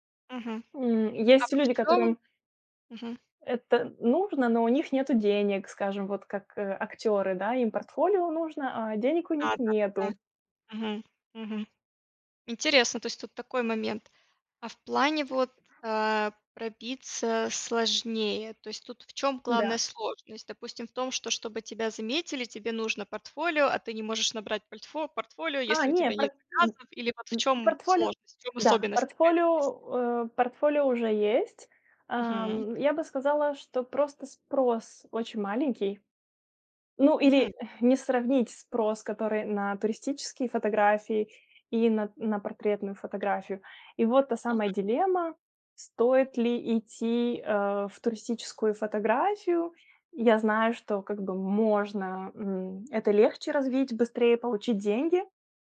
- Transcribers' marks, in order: other background noise
- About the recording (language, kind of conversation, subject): Russian, podcast, Как ты находишь баланс между коммерцией и творчеством?